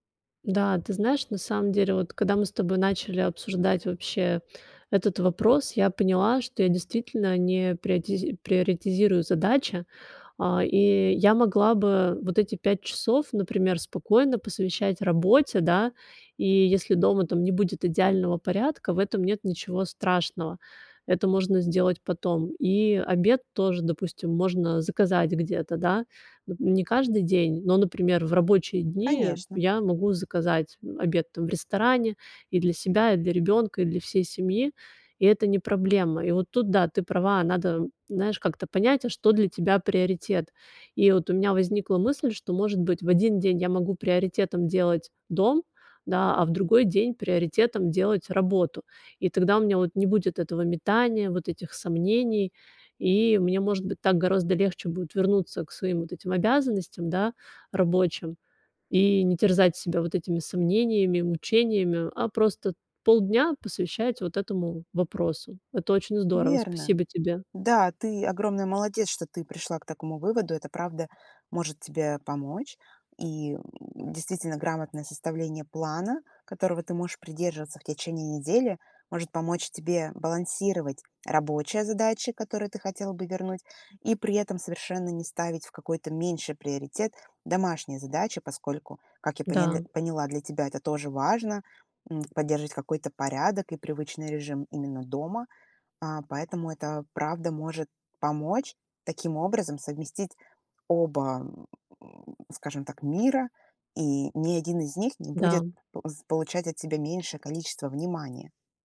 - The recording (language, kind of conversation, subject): Russian, advice, Как мне спланировать постепенное возвращение к своим обязанностям?
- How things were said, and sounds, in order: tapping